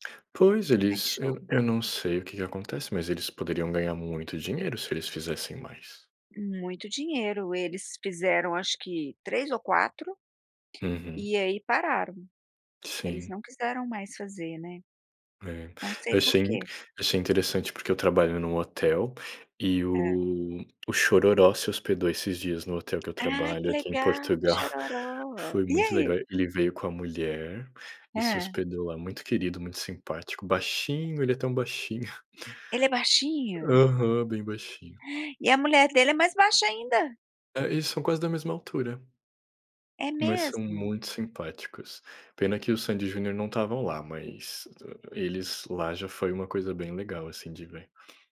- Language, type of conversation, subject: Portuguese, unstructured, Você prefere ouvir música ao vivo ou em plataformas digitais?
- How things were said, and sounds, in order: chuckle; giggle; gasp; surprised: "E a mulher dele é mais baixa ainda?"; other background noise